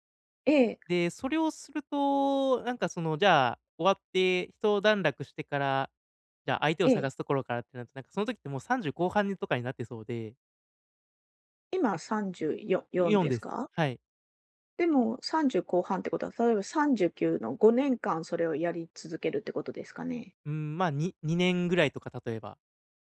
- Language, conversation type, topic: Japanese, advice, 大きな決断で後悔を避けるためには、どのように意思決定すればよいですか？
- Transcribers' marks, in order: none